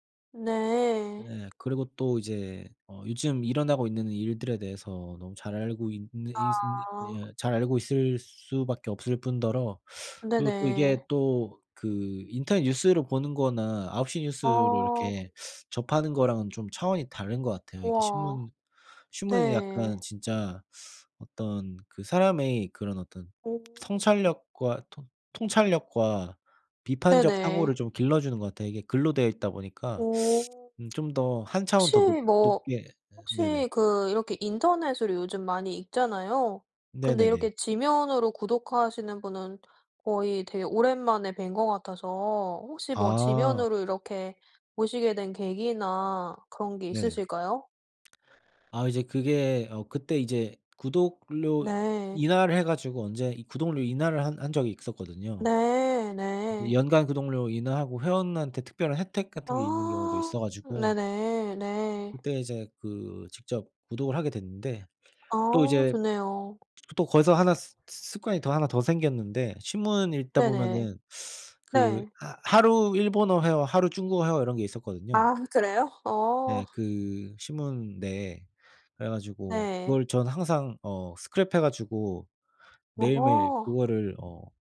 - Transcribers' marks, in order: tapping; other background noise; laughing while speaking: "아"
- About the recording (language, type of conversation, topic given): Korean, unstructured, 어떤 습관이 당신의 삶을 바꿨나요?